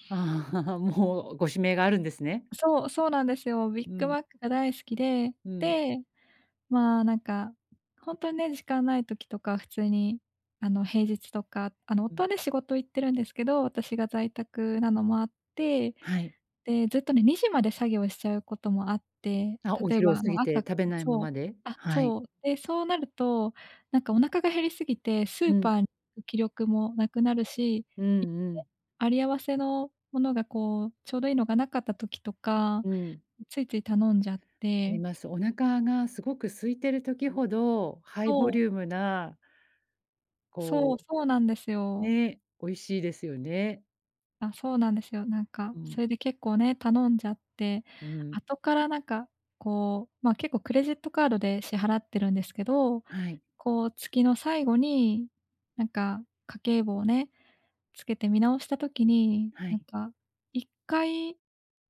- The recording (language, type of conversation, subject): Japanese, advice, 忙しくてついジャンクフードを食べてしまう
- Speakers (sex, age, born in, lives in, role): female, 25-29, Japan, Japan, user; female, 45-49, Japan, Japan, advisor
- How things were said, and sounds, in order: in English: "ハイボリューム"